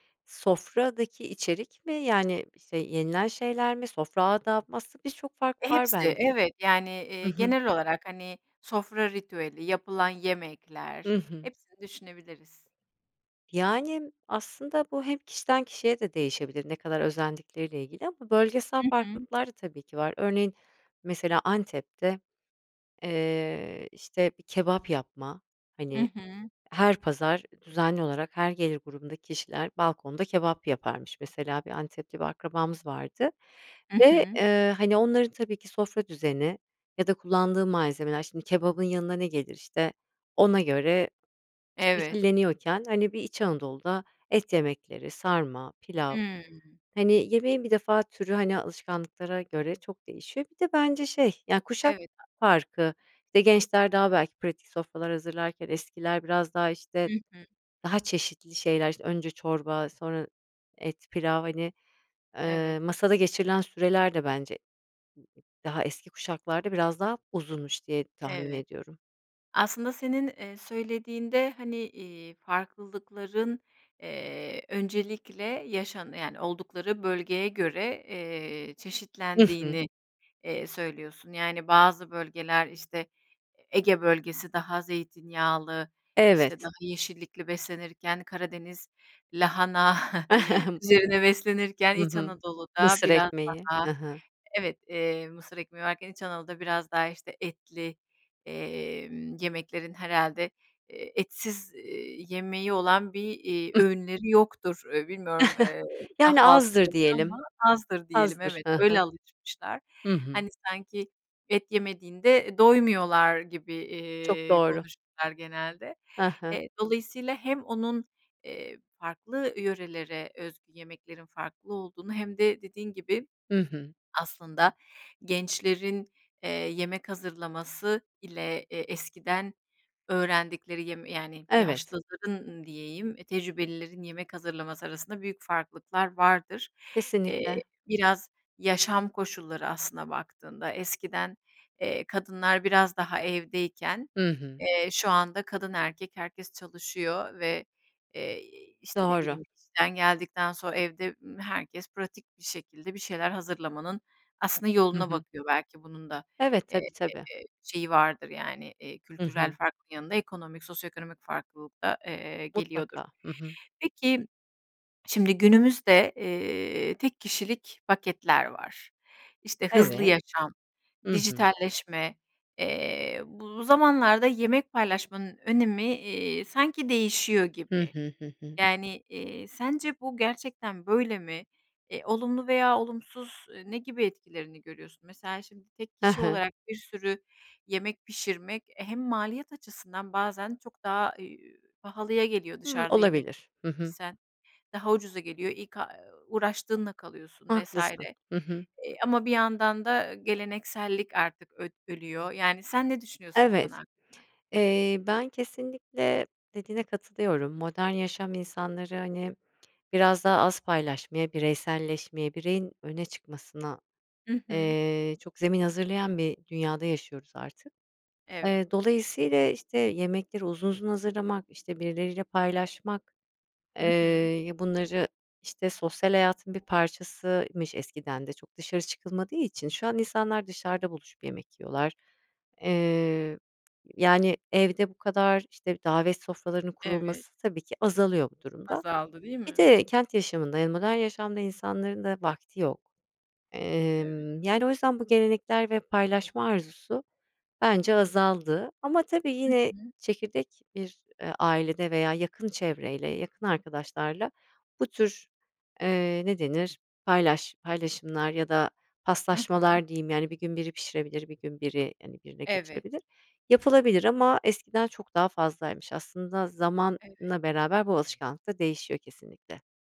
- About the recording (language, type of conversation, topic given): Turkish, podcast, Sevdiklerinizle yemek paylaşmanın sizin için anlamı nedir?
- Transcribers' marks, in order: other background noise; other noise; chuckle; chuckle; giggle; swallow; tapping; swallow